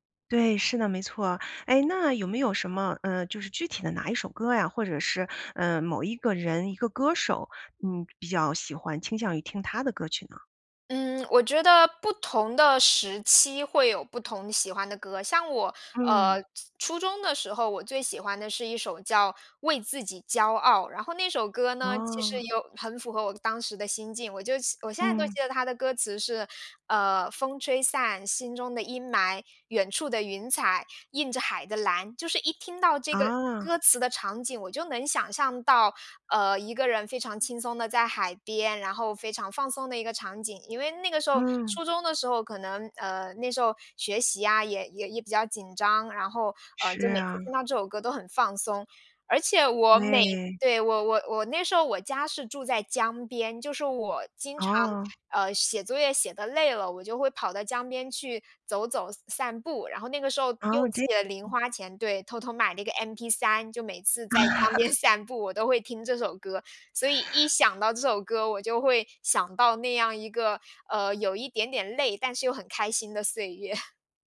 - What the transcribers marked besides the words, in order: other noise; laugh; other background noise; laughing while speaking: "江边"; chuckle
- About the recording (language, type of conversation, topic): Chinese, podcast, 有没有那么一首歌，一听就把你带回过去？